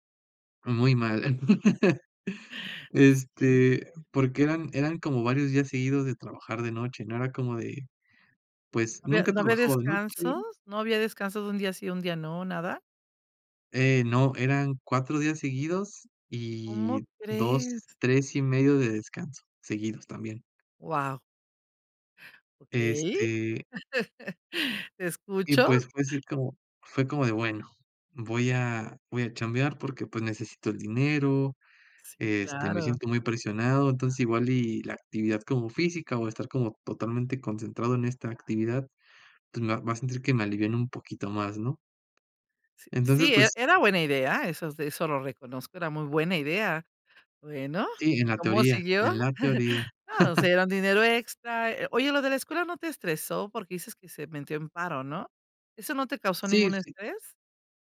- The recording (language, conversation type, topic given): Spanish, podcast, ¿Cómo sueles darte cuenta de que tu cuerpo necesita descansar?
- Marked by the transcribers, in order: chuckle; unintelligible speech; tapping; chuckle; other background noise; chuckle; chuckle